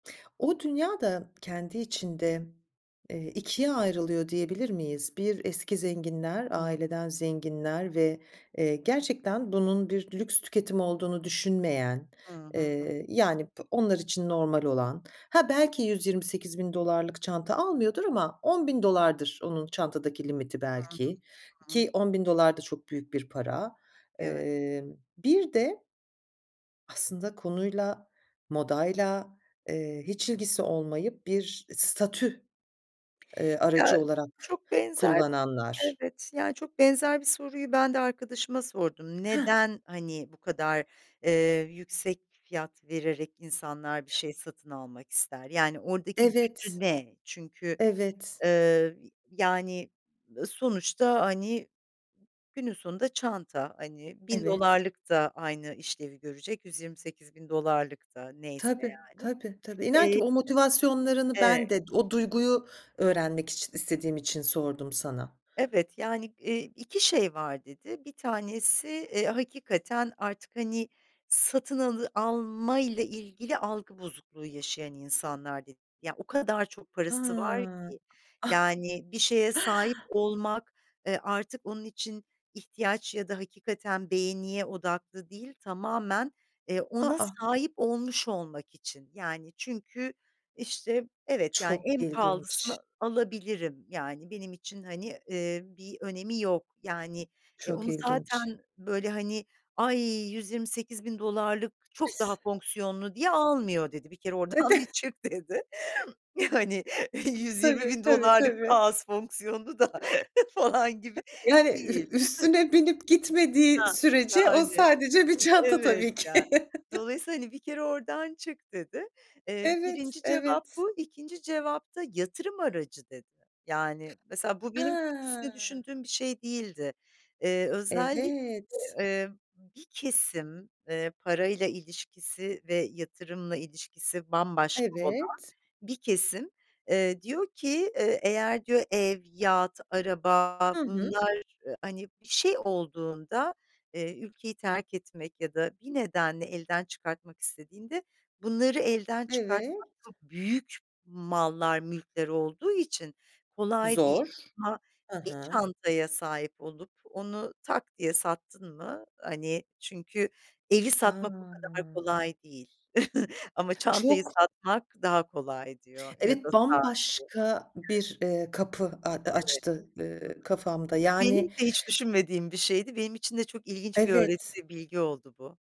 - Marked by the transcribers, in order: other background noise; other noise; tapping; chuckle; laughing while speaking: "Bir kere oradan bir çık … falan gibi değil"; unintelligible speech; chuckle; chuckle; drawn out: "Evet"; chuckle
- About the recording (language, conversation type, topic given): Turkish, podcast, Kendi tarzını nasıl tanımlarsın?